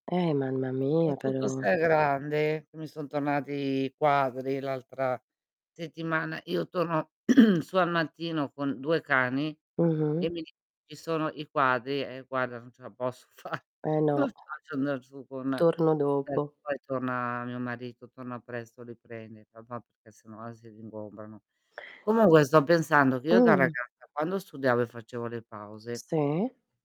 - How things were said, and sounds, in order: "Soprattutto" said as "pratutto"; throat clearing; laughing while speaking: "fa"; distorted speech; unintelligible speech; unintelligible speech
- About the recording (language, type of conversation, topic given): Italian, unstructured, In che modo le pause regolari possono aumentare la nostra produttività?